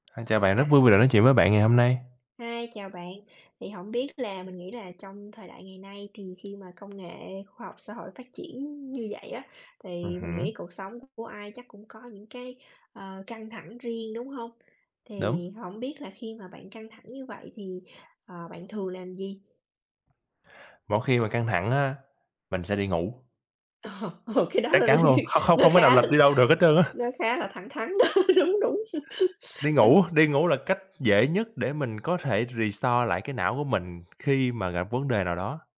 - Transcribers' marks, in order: tapping; other background noise; laughing while speaking: "ồ"; laughing while speaking: "lên như nó khá"; laughing while speaking: "đó, đúng, đúng"; laugh; in English: "restore"
- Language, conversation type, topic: Vietnamese, unstructured, Bạn nghĩ sở thích nào giúp bạn thư giãn sau một ngày làm việc căng thẳng?